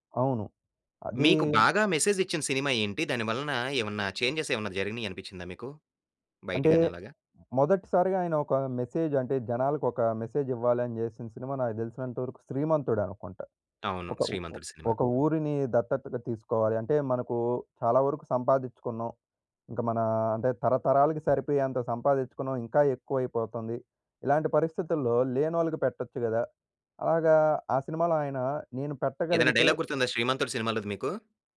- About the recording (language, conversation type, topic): Telugu, podcast, సినిమాలు మన భావనలను ఎలా మార్చతాయి?
- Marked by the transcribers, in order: in English: "మెసేజ్"; in English: "చేంజెస్"; other background noise; in English: "డైలాగ్"